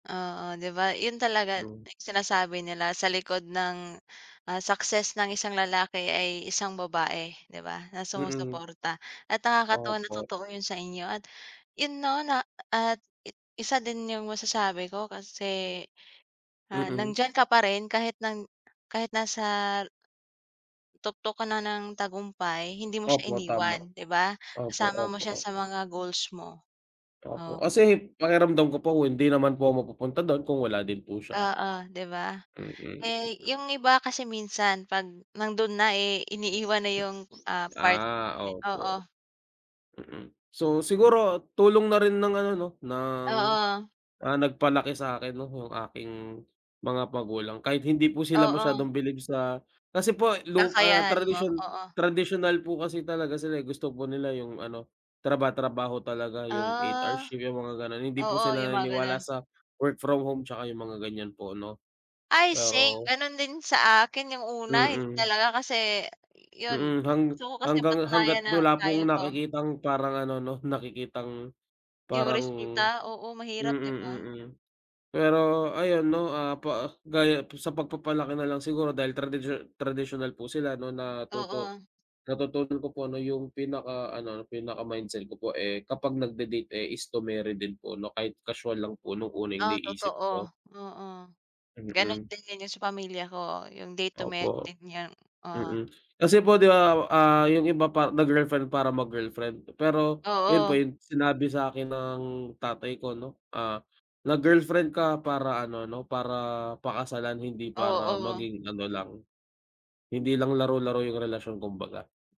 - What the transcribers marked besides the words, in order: bird
- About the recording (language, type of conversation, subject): Filipino, unstructured, Paano mo malalaman kung tunay ang pagmamahal?